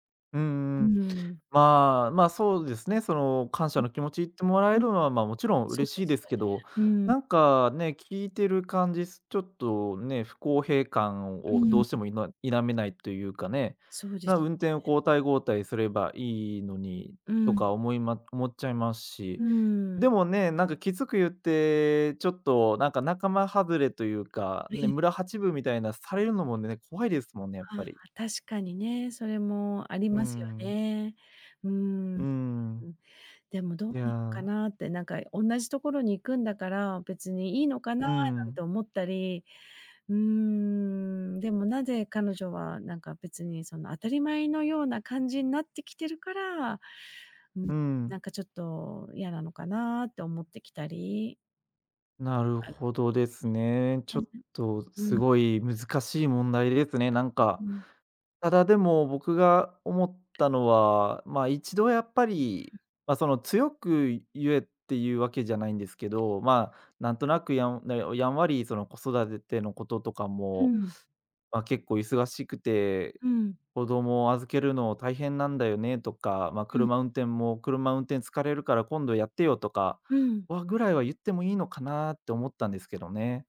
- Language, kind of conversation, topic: Japanese, advice, 友達から過度に頼られて疲れているとき、どうすれば上手に距離を取れますか？
- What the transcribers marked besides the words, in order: tapping; other background noise; unintelligible speech